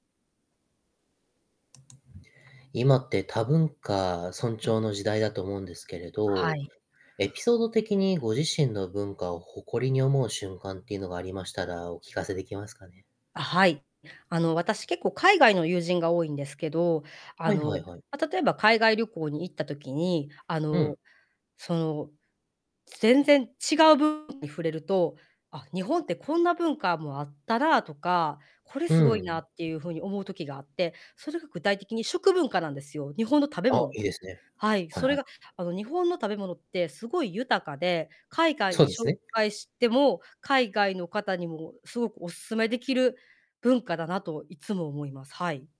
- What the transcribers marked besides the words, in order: tapping; distorted speech
- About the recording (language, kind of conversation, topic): Japanese, podcast, 自分の文化を誇りに思うのは、どんなときですか？